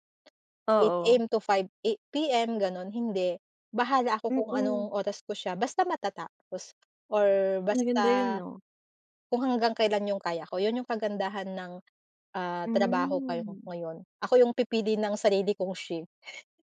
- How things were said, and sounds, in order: none
- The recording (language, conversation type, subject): Filipino, podcast, Paano mo binabalanse ang trabaho at personal na buhay?